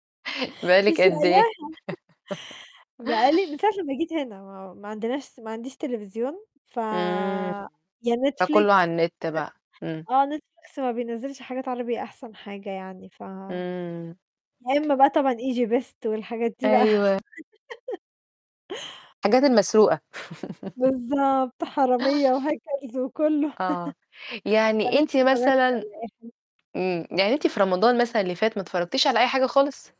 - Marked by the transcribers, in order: laughing while speaking: "مش لاقياها"; chuckle; laugh; "عندناش" said as "عندناس"; other noise; laugh; laugh; in English: "hackers"; laugh; distorted speech
- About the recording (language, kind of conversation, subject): Arabic, unstructured, إيه أحسن فيلم اتفرجت عليه قريب وليه عجبك؟